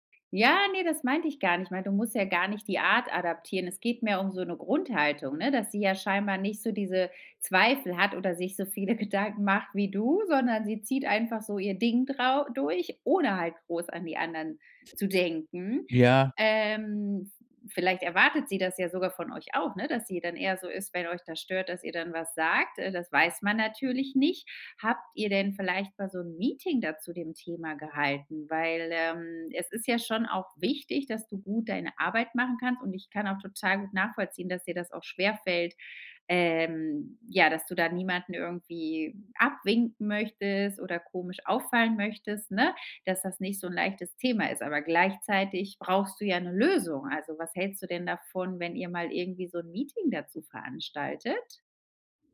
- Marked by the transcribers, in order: laughing while speaking: "Gedanken"; stressed: "ohne"; other background noise; stressed: "Lösung"
- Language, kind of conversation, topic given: German, advice, Wie setze ich klare Grenzen, damit ich regelmäßige, ungestörte Arbeitszeiten einhalten kann?